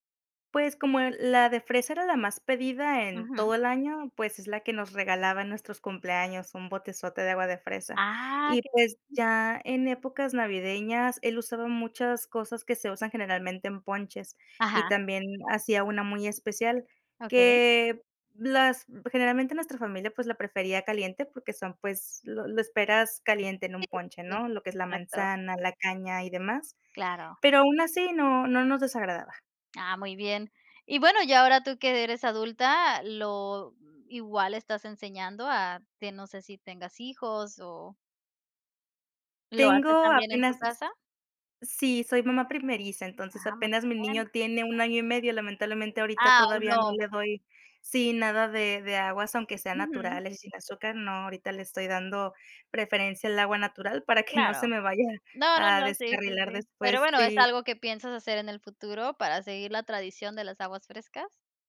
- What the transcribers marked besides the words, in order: other background noise; laughing while speaking: "que"
- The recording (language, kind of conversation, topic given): Spanish, podcast, ¿Tienes algún plato que aprendiste de tus abuelos?